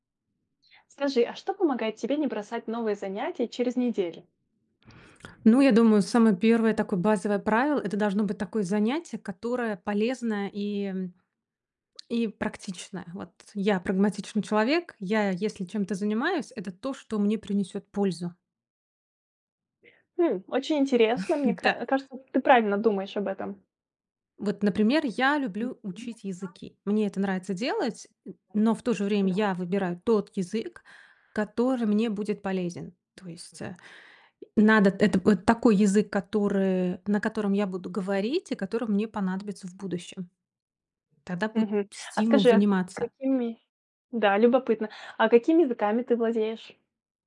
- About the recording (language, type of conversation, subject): Russian, podcast, Что помогает тебе не бросать новое занятие через неделю?
- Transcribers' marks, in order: chuckle; unintelligible speech; unintelligible speech; tapping